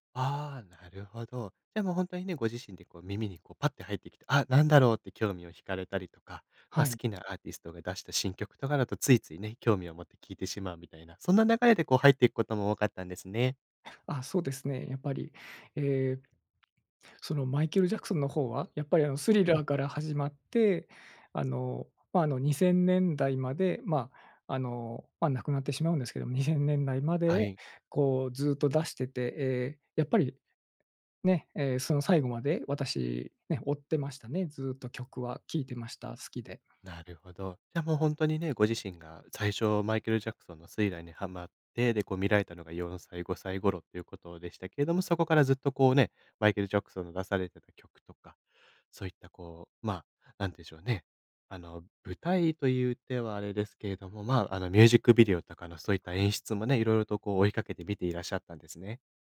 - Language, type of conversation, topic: Japanese, podcast, 子どもの頃の音楽体験は今の音楽の好みに影響しますか？
- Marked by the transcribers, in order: none